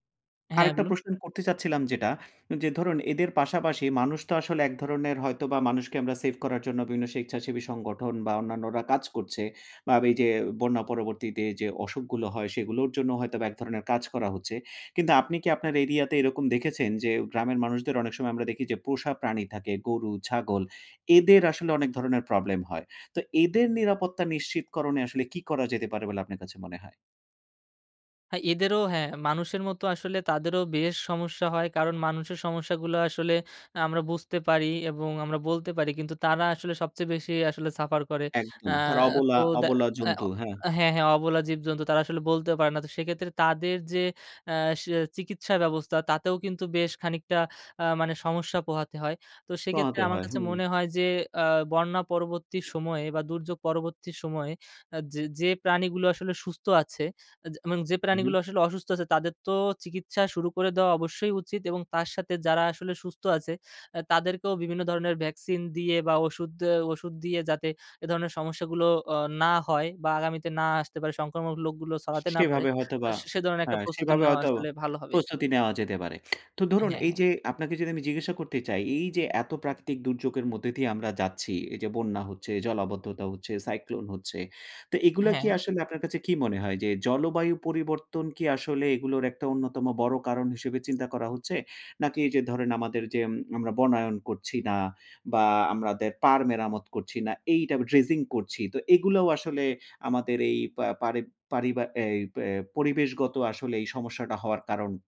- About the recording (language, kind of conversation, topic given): Bengali, podcast, তোমার এলাকায় জলাবদ্ধতা বা বন্যা হলে কী করা উচিত?
- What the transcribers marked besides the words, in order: tongue click